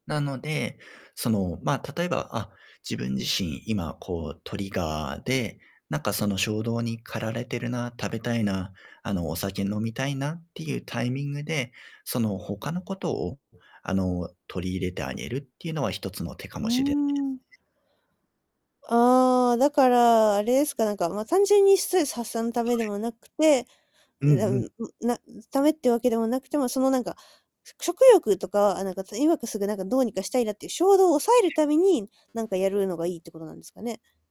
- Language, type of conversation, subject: Japanese, advice, ストレスで過食したり飲み過ぎたりしてしまう習慣をやめるには、どうすればよいですか？
- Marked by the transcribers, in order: in English: "トリガー"; distorted speech; unintelligible speech; static; other background noise